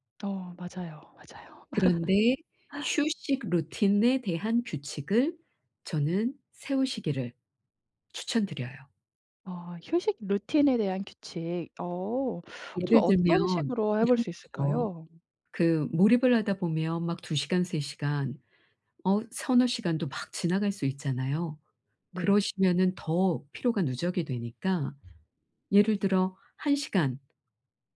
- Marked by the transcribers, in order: laugh; tapping
- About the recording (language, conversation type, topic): Korean, advice, 긴 작업 시간 동안 피로를 관리하고 에너지를 유지하기 위한 회복 루틴을 어떻게 만들 수 있을까요?